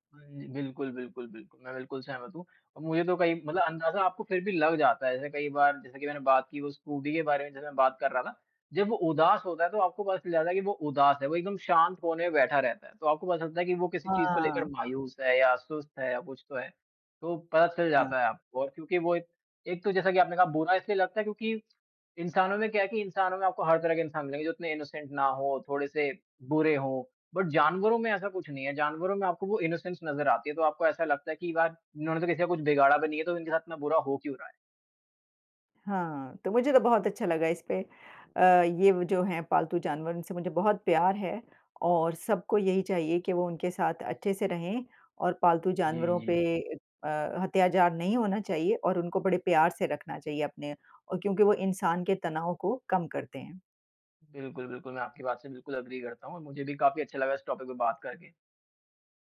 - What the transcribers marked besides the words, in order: tapping; in English: "इनोसेंट"; in English: "बट"; in English: "इनोसेंस"; in English: "एग्री"; in English: "टॉपिक"
- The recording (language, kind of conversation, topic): Hindi, unstructured, क्या पालतू जानवरों के साथ समय बिताने से आपको खुशी मिलती है?